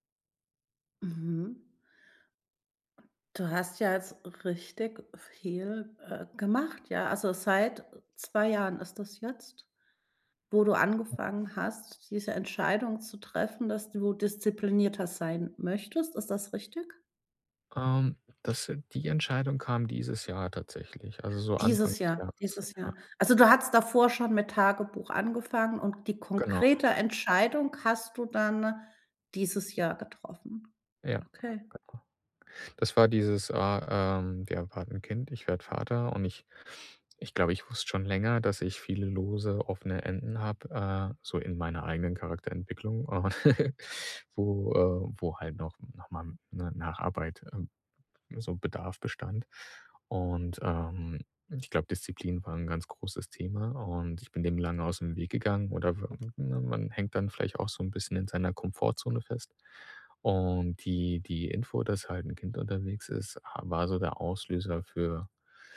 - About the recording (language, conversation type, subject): German, podcast, Welche kleine Entscheidung führte zu großen Veränderungen?
- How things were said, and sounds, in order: other background noise; giggle